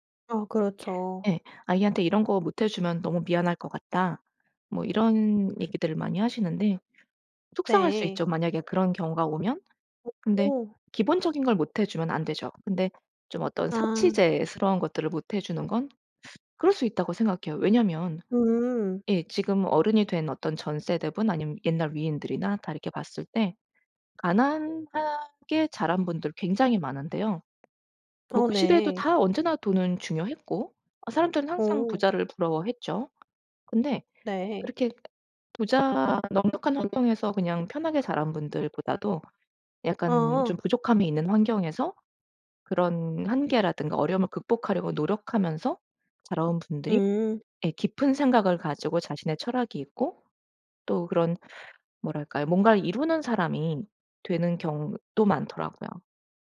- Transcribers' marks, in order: tapping; other background noise
- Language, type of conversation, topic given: Korean, podcast, 아이를 가질지 말지 고민할 때 어떤 요인이 가장 결정적이라고 생각하시나요?